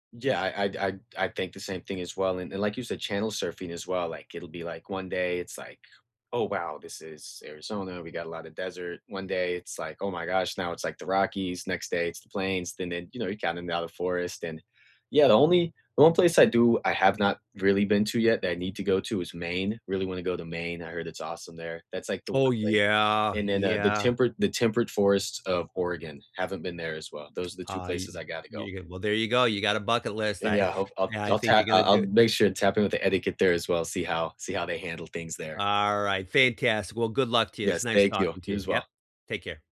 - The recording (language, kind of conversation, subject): English, unstructured, How do you navigate local etiquette to connect with people when you travel?
- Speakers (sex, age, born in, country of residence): male, 20-24, United States, United States; male, 60-64, United States, United States
- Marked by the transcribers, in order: other background noise